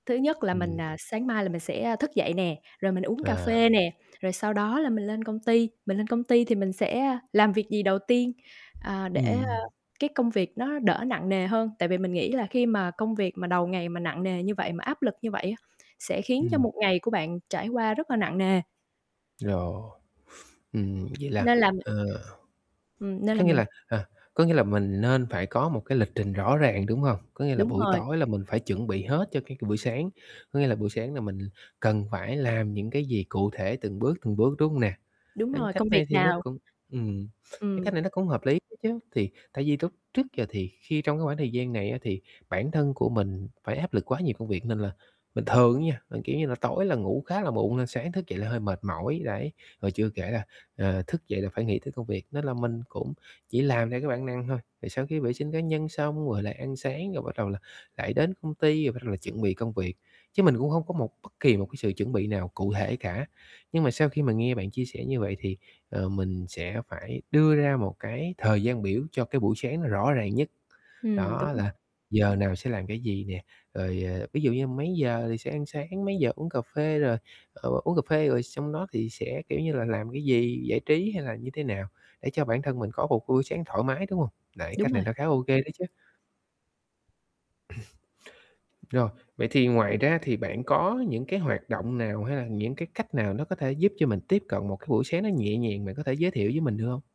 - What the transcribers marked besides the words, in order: other background noise; distorted speech; tapping; static; throat clearing
- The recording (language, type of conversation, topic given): Vietnamese, advice, Làm sao để bắt đầu ngày mới ít căng thẳng hơn?